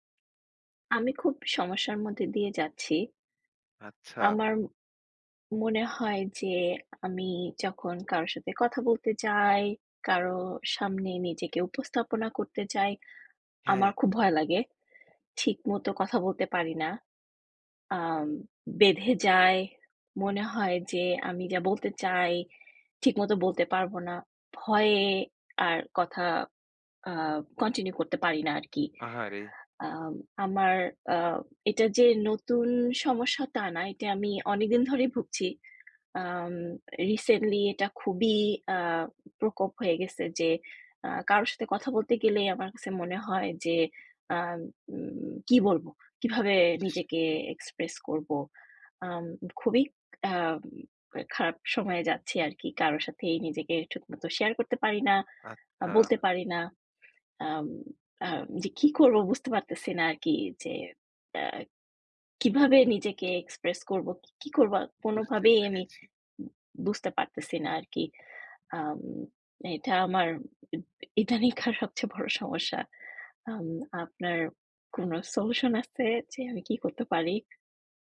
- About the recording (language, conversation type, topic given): Bengali, advice, উপস্থাপনার সময় ভয় ও উত্তেজনা কীভাবে কমিয়ে আত্মবিশ্বাস বাড়াতে পারি?
- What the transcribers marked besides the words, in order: tapping; other background noise; "আচ্ছা" said as "আত ছা"; laughing while speaking: "ইদানকার"